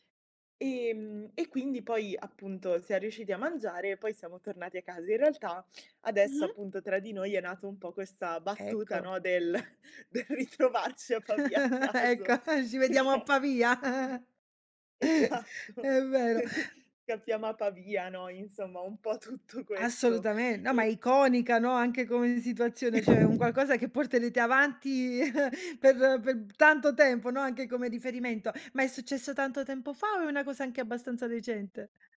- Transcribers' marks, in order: laughing while speaking: "del ritrovarci a Pavia a caso perché"; laugh; chuckle; laugh; laughing while speaking: "Esatto"; chuckle; laughing while speaking: "un po' tutto questo"; laugh; other background noise; "cioè" said as "ceh"; laugh
- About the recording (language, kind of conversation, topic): Italian, podcast, Puoi raccontarmi di una volta in cui ti sei perso e di come sei riuscito a ritrovare la strada?